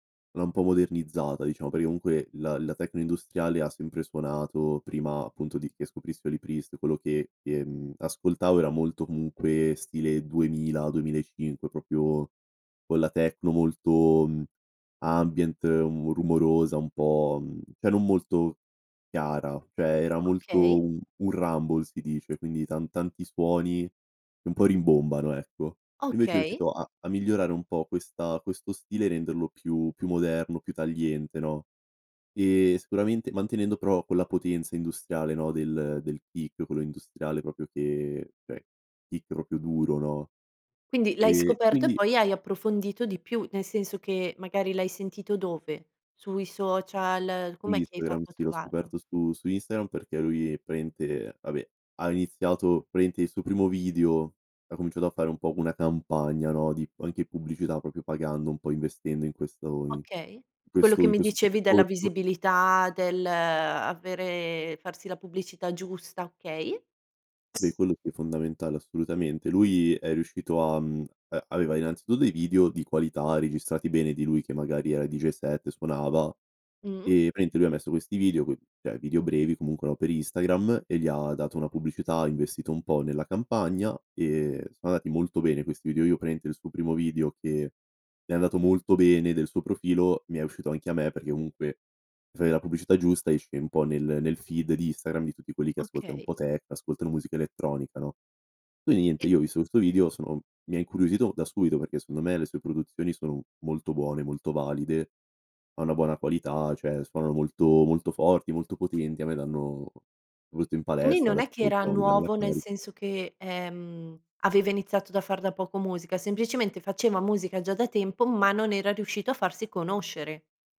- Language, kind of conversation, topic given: Italian, podcast, Come scegli la nuova musica oggi e quali trucchi usi?
- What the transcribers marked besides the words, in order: "proprio" said as "propio"; "cioè" said as "ceh"; "cioè" said as "ceh"; in English: "rumble"; in English: "peak"; "proprio" said as "propio"; in English: "peak"; "praticamente" said as "praimente"; "praticamente" said as "praimente"; "proprio" said as "propio"; other background noise; in English: "deejay set"; "praticamente" said as "praimente"; "cioè" said as "ceh"; "praticamente" said as "praimente"; in English: "feed"; "Quindi" said as "quini"; "Quindi" said as "indi"